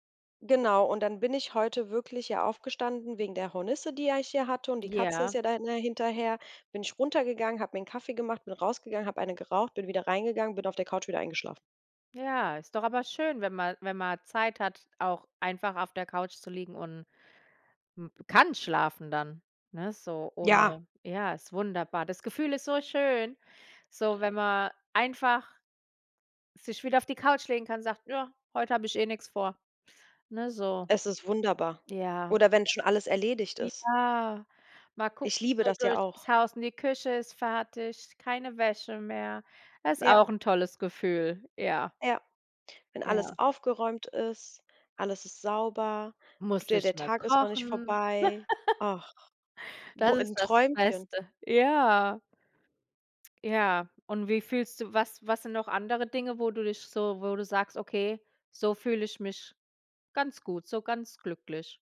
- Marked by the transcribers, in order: put-on voice: "Ja"; chuckle; drawn out: "Ja"
- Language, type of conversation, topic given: German, unstructured, Wann fühlst du dich mit dir selbst am glücklichsten?